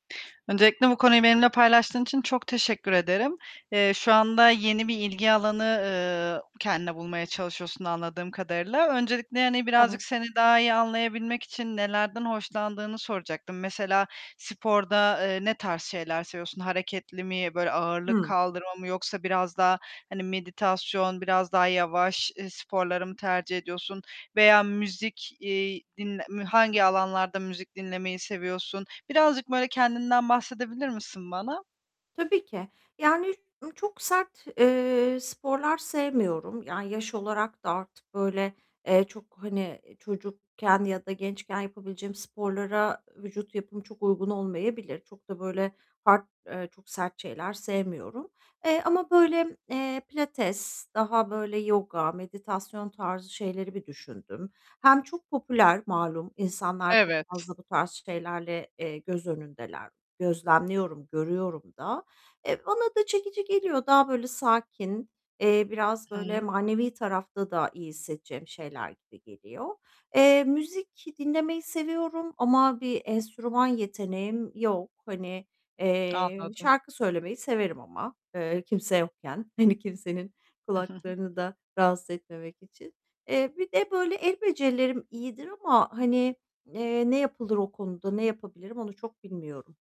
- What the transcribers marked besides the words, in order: tapping; static; in English: "hard"; other background noise; laughing while speaking: "Hani"; chuckle; other noise
- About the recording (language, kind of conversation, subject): Turkish, advice, Yeni ilgi alanlarımı nasıl keşfedip denemeye nereden başlamalıyım?